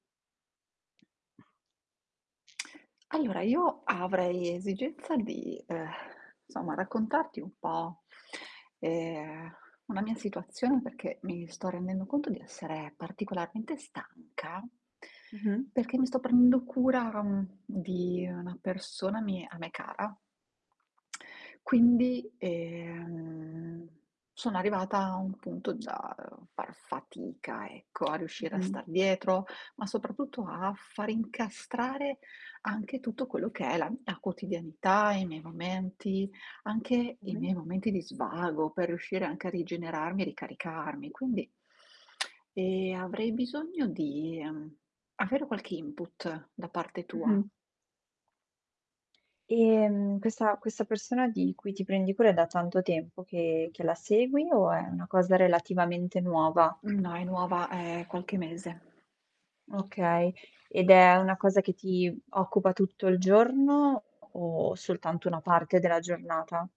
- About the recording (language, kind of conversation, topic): Italian, advice, Come posso gestire l’esaurimento che provo nel prendermi cura di un familiare senza mai una pausa?
- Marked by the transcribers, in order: other background noise; mechanical hum; lip smack; tapping; lip smack; drawn out: "ehm"; inhale; lip smack; static